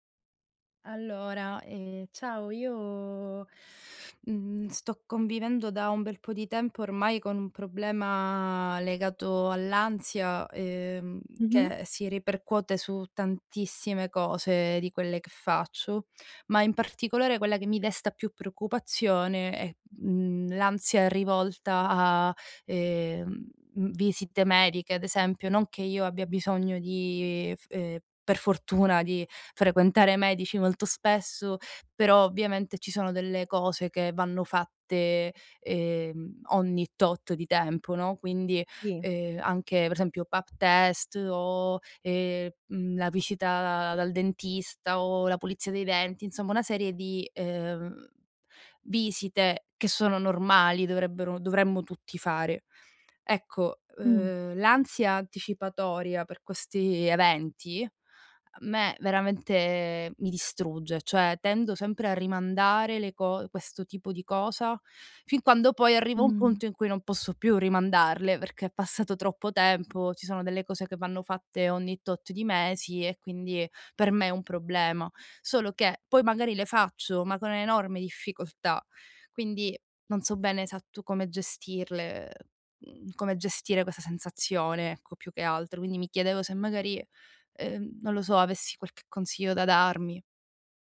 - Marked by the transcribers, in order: "visita" said as "viscita"; tapping
- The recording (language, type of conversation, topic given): Italian, advice, Come descriveresti la tua ansia anticipatoria prima di visite mediche o esami?